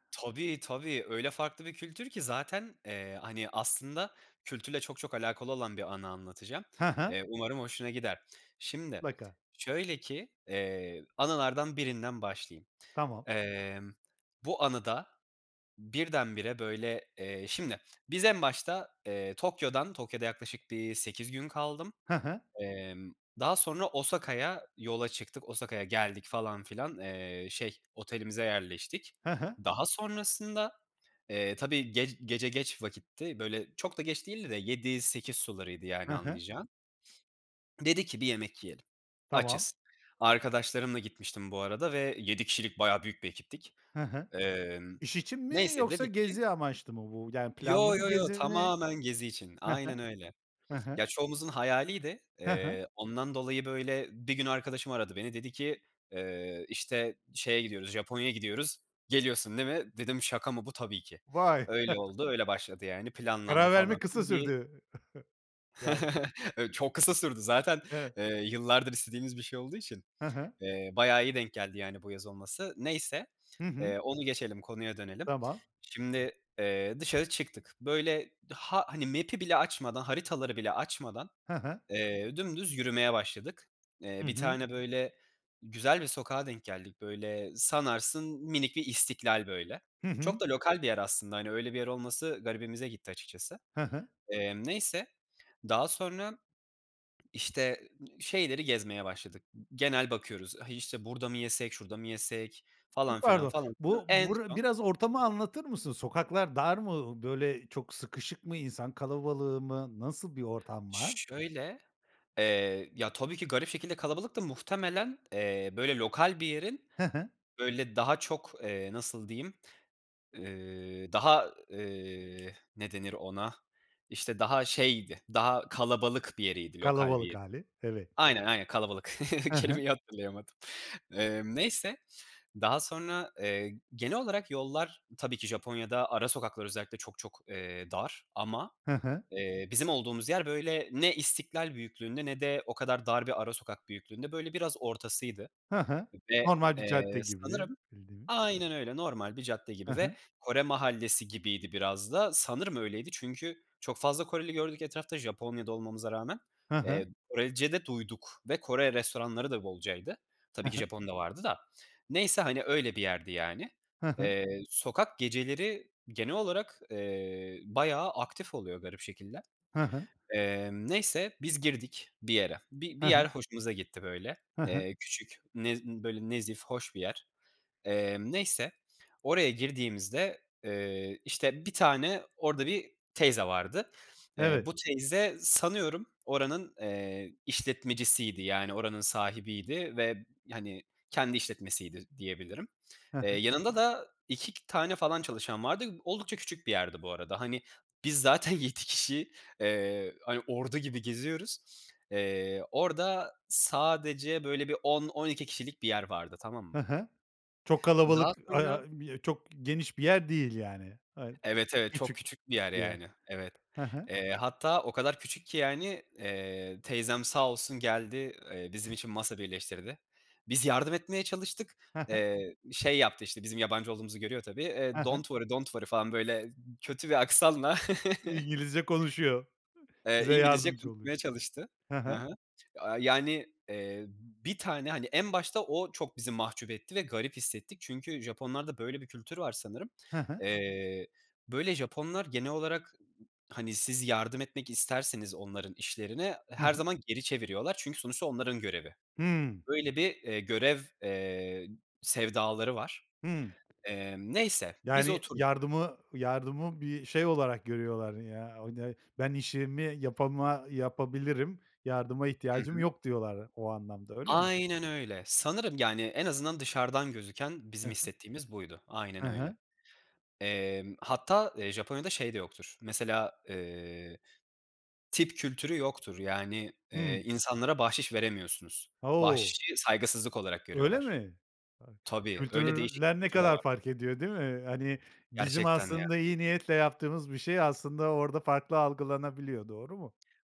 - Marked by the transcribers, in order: sniff; chuckle; other background noise; scoff; chuckle; unintelligible speech; in English: "map’i"; other noise; swallow; chuckle; laughing while speaking: "kelimeyi hatırlayamadım"; unintelligible speech; in English: "Don't worry, don't worry"; chuckle; unintelligible speech; in English: "tip"; surprised: "Öyle mi?"; unintelligible speech
- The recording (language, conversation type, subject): Turkish, podcast, En unutamadığın seyahat maceranı anlatır mısın?